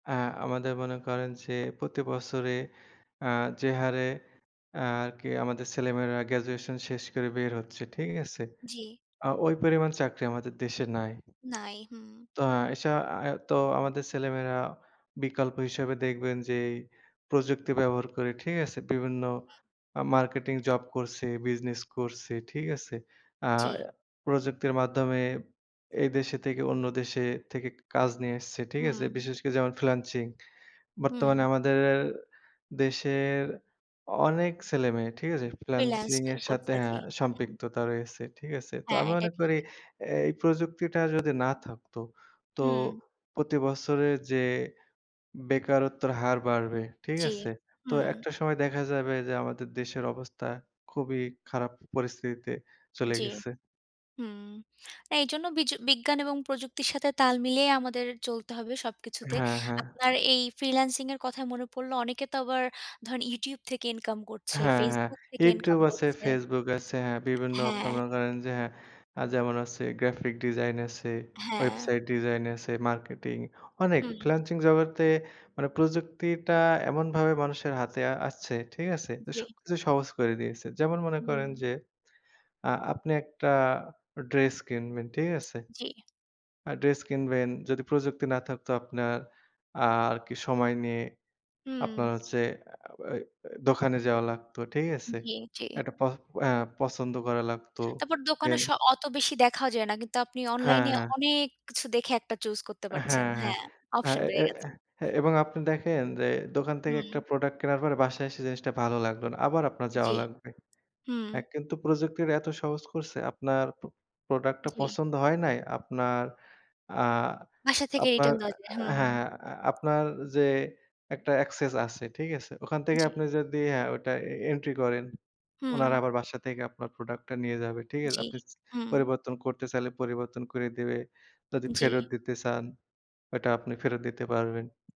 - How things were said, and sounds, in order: other background noise; tapping; "freelancing" said as "ফিলাচিং"; "freelancing" said as "ফিলাচিং"; "freelancing" said as "ফিলাচিং"; in English: "Then"; lip smack
- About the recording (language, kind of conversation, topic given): Bengali, unstructured, বিজ্ঞান ও প্রযুক্তির উন্নতি কি সবসময় মানুষের জন্য ভালো?